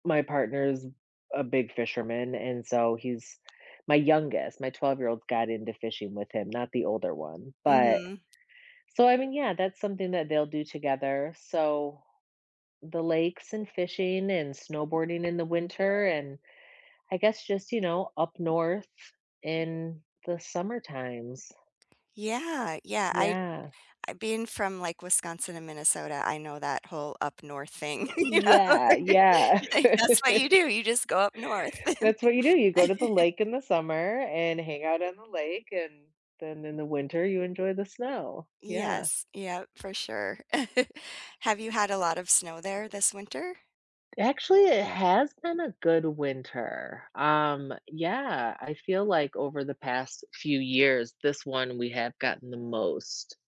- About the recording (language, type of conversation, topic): English, unstructured, What are your favorite local outdoor spots, and what memories make them special to you?
- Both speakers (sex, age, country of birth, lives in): female, 40-44, United States, United States; female, 50-54, United States, United States
- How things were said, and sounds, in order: tapping; laugh; chuckle; laugh; chuckle; other background noise